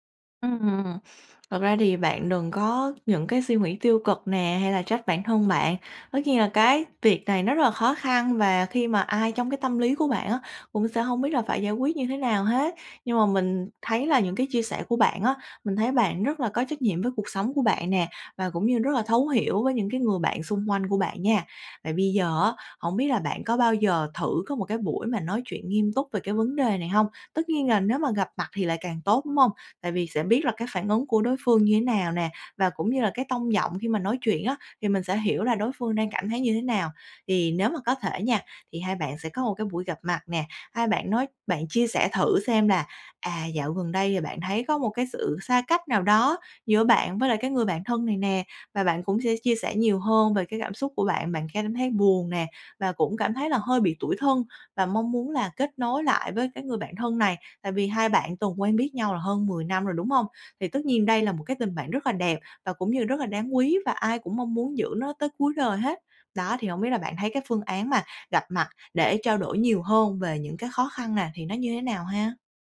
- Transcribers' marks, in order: tapping
- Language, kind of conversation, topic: Vietnamese, advice, Vì sao tôi cảm thấy bị bỏ rơi khi bạn thân dần xa lánh?